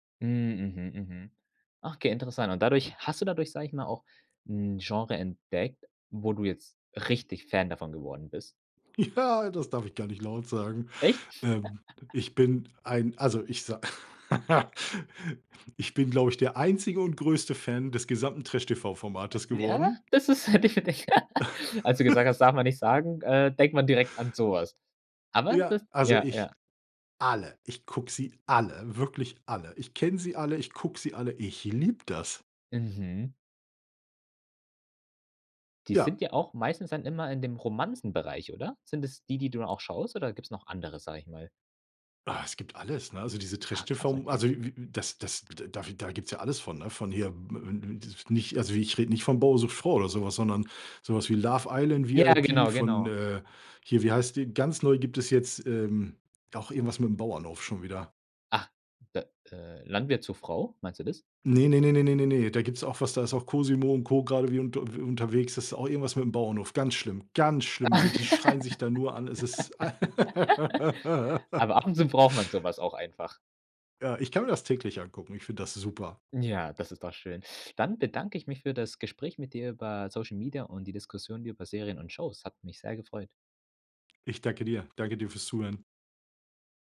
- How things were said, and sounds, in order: laughing while speaking: "Ja"; laugh; put-on voice: "Äh, ja?"; laughing while speaking: "hätte ich für dich"; laugh; unintelligible speech; laugh; laugh; teeth sucking
- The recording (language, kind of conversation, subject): German, podcast, Wie verändern soziale Medien die Diskussionen über Serien und Fernsehsendungen?